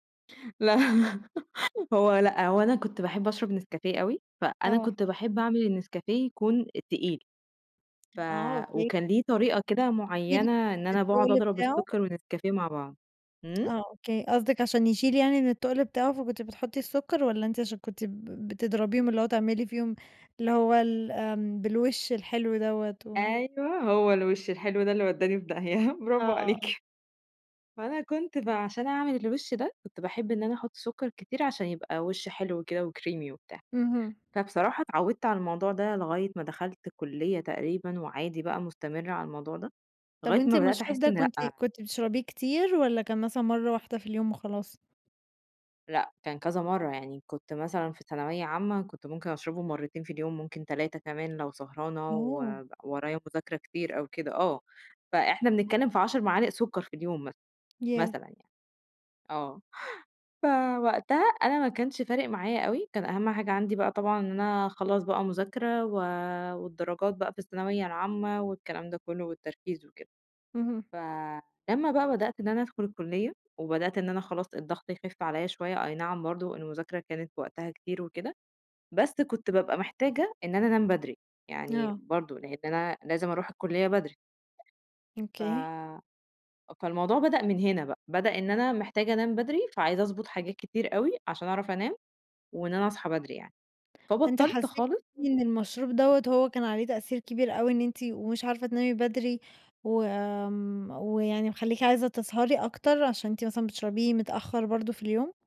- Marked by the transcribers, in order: laughing while speaking: "لا"; laugh; unintelligible speech; laugh; laughing while speaking: "برافو عليكِ"; tapping; in English: "وcreamie"; chuckle; other background noise; unintelligible speech
- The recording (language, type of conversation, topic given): Arabic, podcast, إيه تأثير السكر والكافيين على نومك وطاقتك؟
- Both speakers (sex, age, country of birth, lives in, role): female, 20-24, Egypt, Romania, host; female, 30-34, Egypt, Egypt, guest